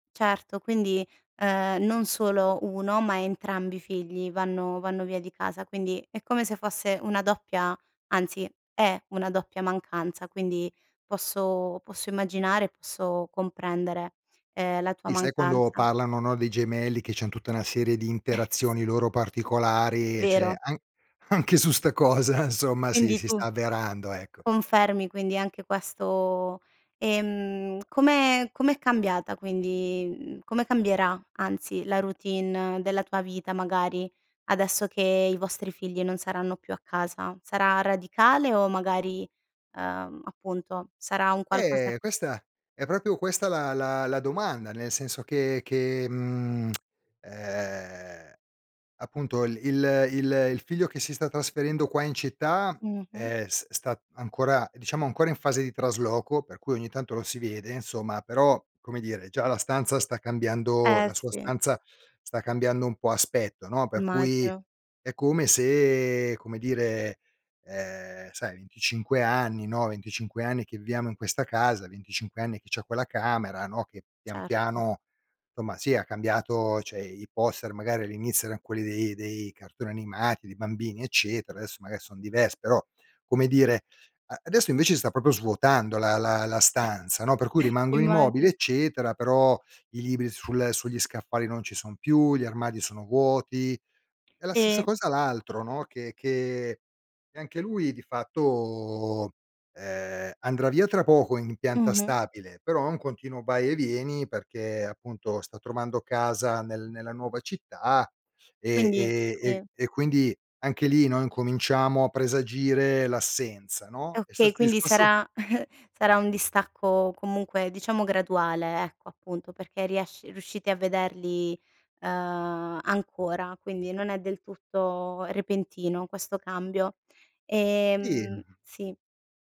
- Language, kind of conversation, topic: Italian, advice, Come ti senti quando i tuoi figli lasciano casa e ti trovi ad affrontare la sindrome del nido vuoto?
- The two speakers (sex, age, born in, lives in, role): female, 30-34, Italy, Italy, advisor; male, 50-54, Italy, Italy, user
- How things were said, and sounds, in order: chuckle; "cioè" said as "ceh"; laughing while speaking: "anche su sta cosa"; "proprio" said as "propio"; lip smack; "cioè" said as "ceh"; chuckle; "proprio" said as "propo"; tapping; other background noise; chuckle